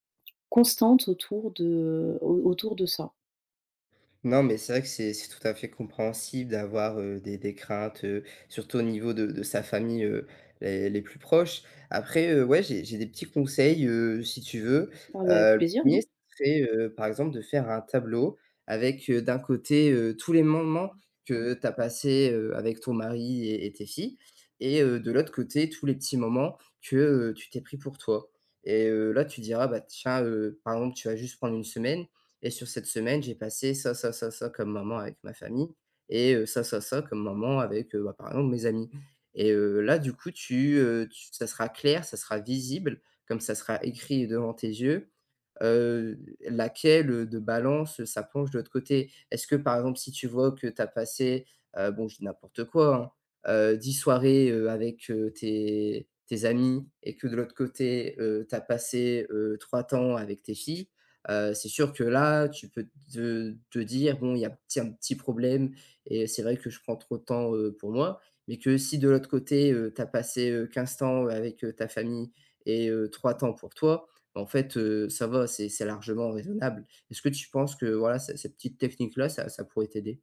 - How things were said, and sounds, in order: none
- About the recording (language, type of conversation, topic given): French, advice, Pourquoi est-ce que je me sens coupable quand je prends du temps pour moi ?